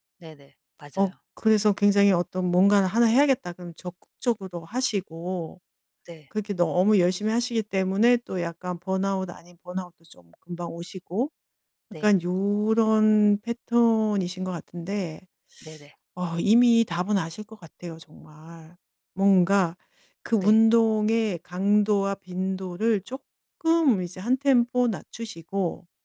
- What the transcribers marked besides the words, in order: in English: "번아웃"; in English: "번아웃도"; tapping; in English: "패턴이신"; in English: "템포"
- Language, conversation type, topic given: Korean, advice, 꾸준히 운동하고 싶지만 힘들 땐 쉬어도 될지 어떻게 결정해야 하나요?